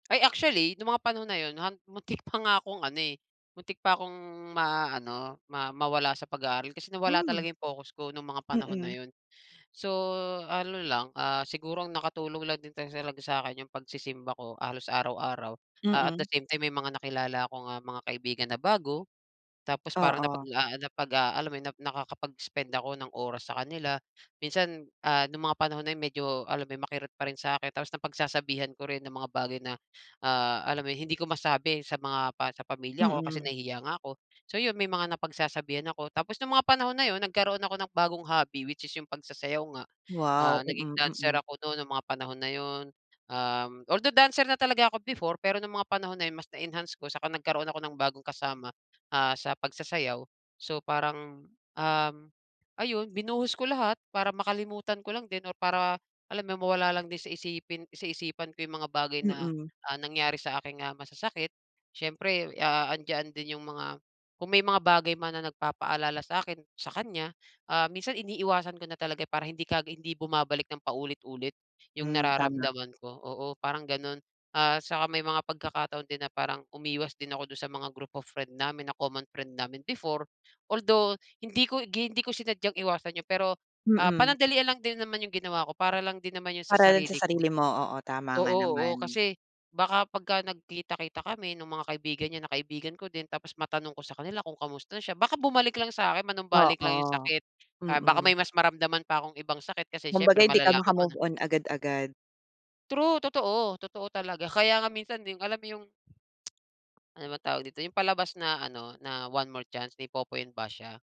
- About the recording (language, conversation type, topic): Filipino, podcast, Ano ang ginagawa mo para maghilom matapos masaktan?
- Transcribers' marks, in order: other background noise; tapping; tsk